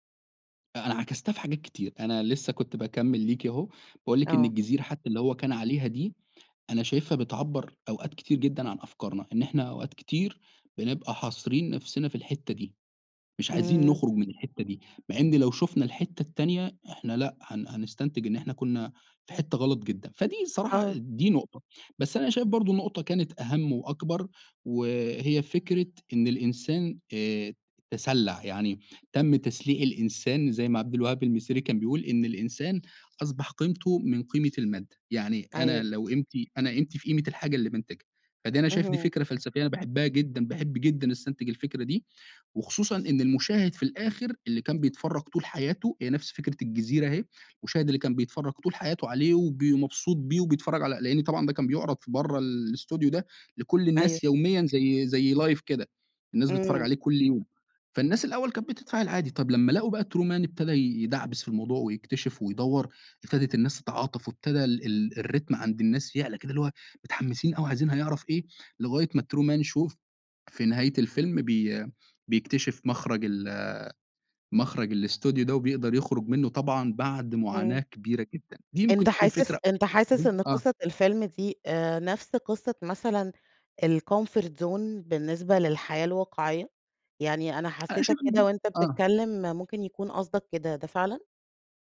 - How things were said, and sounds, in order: in English: "لايڤ"; in English: "الريتم"; in English: "الcomfort zone"; tapping; unintelligible speech
- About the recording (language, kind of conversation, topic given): Arabic, podcast, ما آخر فيلم أثّر فيك وليه؟